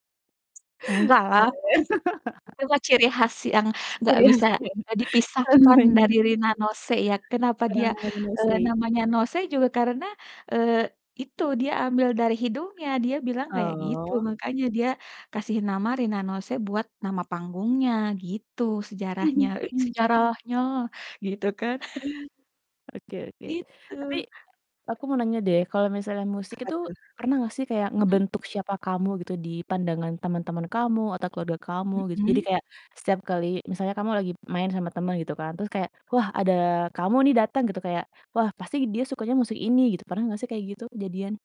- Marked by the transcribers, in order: other background noise; static; distorted speech; laugh; laughing while speaking: "namanya"; chuckle
- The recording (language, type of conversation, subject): Indonesian, podcast, Bagaimana keluarga atau teman memengaruhi selera musikmu?